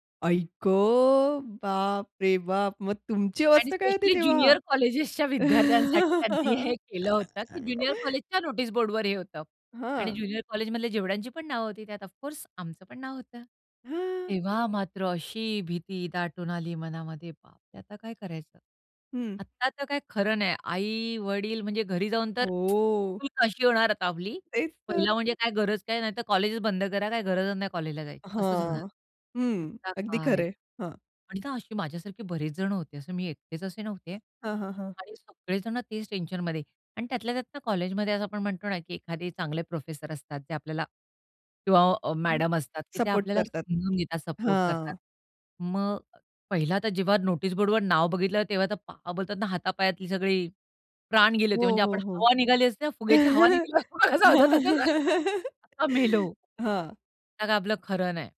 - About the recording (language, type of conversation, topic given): Marathi, podcast, आई-वडिलांशी न बोलता निर्णय घेतल्यावर काय घडलं?
- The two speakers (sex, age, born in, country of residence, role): female, 30-34, India, India, host; female, 45-49, India, India, guest
- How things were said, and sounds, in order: surprised: "आई गं! बापरे बाप!"; put-on voice: "मग तुमची अवस्था काय होती तेव्हा?"; laughing while speaking: "ज्युनियर कॉलेजेसच्या विद्यार्थ्यांसाठी त्यांनी हे … बोर्डवर हे होतं"; chuckle; other noise; other background noise; in English: "नोटीस"; in English: "ऑफ कोर्स"; drawn out: "हो"; tsk; in English: "नोटीस"; laughing while speaking: "फुग्याची हवा निघाल्यावर झालं तसं झालं. आता मेलो"; chuckle; tapping